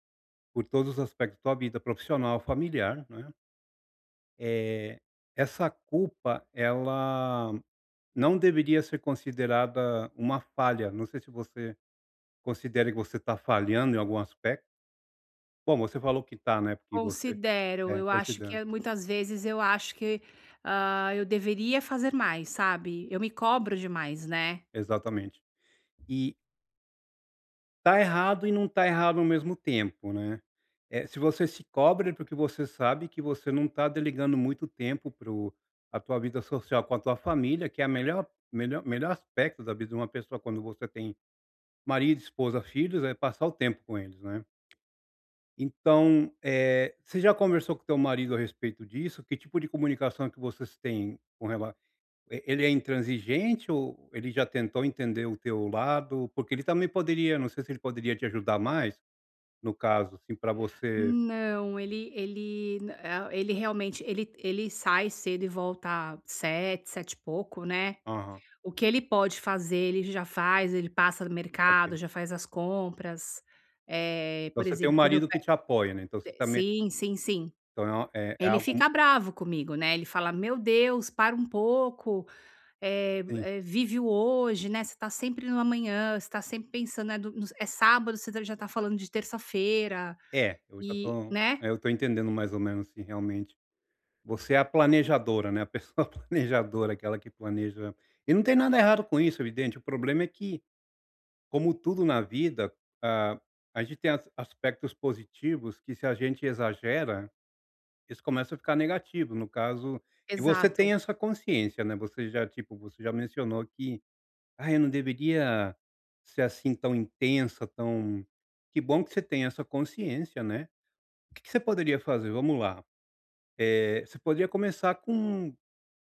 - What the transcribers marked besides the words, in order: tapping; other background noise; laughing while speaking: "pessoa planejadora"
- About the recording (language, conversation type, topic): Portuguese, advice, Por que me sinto culpado ou ansioso ao tirar um tempo livre?